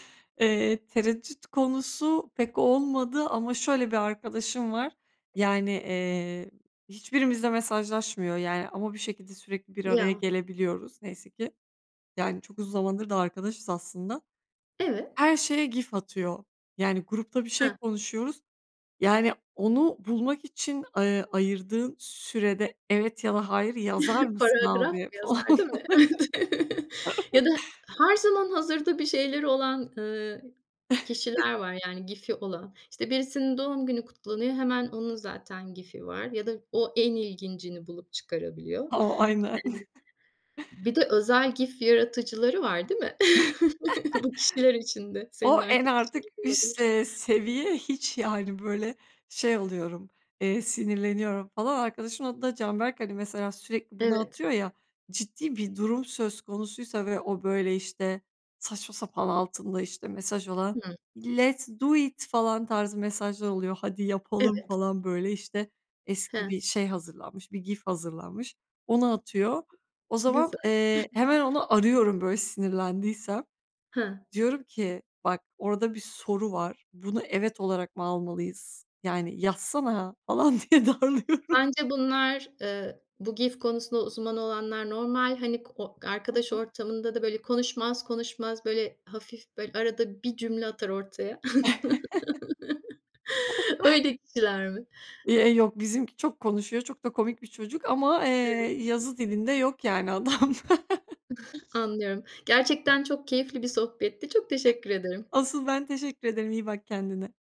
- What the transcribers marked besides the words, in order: chuckle; laughing while speaking: "Evet"; chuckle; chuckle; tapping; chuckle; in English: "let's do it!"; other background noise; giggle; laughing while speaking: "diye darılıyorum"; chuckle; laughing while speaking: "adamda"; chuckle
- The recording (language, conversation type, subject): Turkish, podcast, Emoji ve GIF kullanımı hakkında ne düşünüyorsun?
- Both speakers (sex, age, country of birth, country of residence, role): female, 30-34, Turkey, Bulgaria, guest; female, 50-54, Turkey, Spain, host